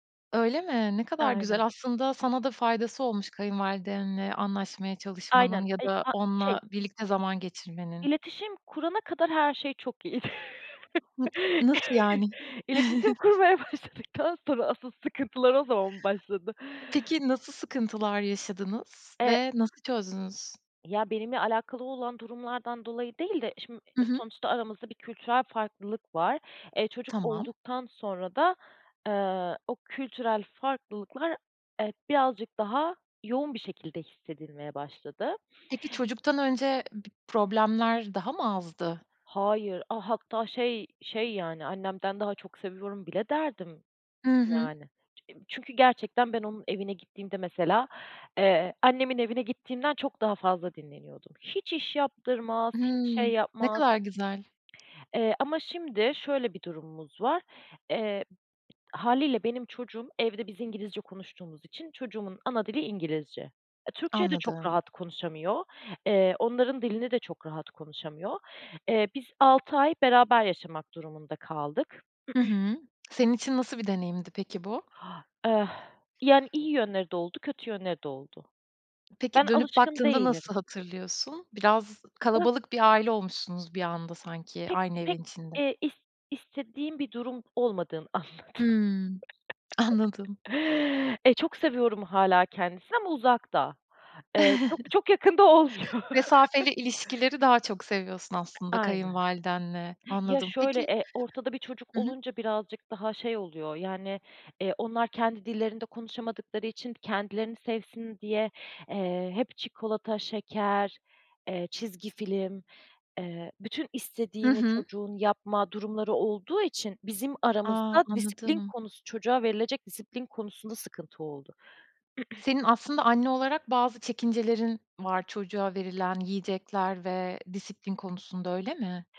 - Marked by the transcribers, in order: laughing while speaking: "iyiydi. İletişim kurmaya başladıktan sonra asıl sıkıntılar"; other noise; chuckle; other background noise; tapping; cough; inhale; exhale; unintelligible speech; tsk; laughing while speaking: "anladım"; chuckle; laugh; cough
- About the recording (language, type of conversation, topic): Turkish, podcast, Kayınvalidenizle ilişkinizi nasıl yönetirsiniz?